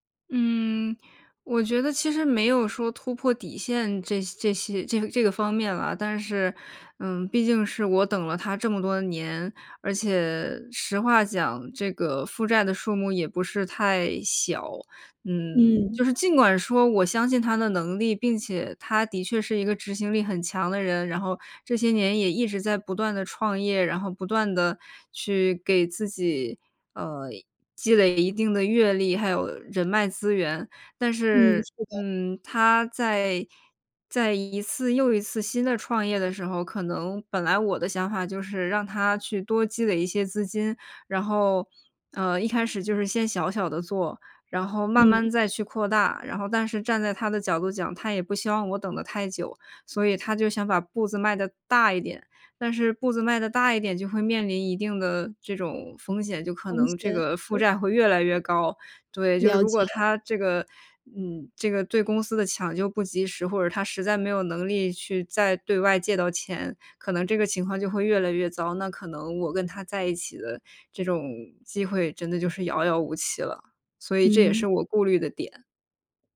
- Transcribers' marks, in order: other background noise
- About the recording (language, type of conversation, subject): Chinese, advice, 考虑是否该提出分手或继续努力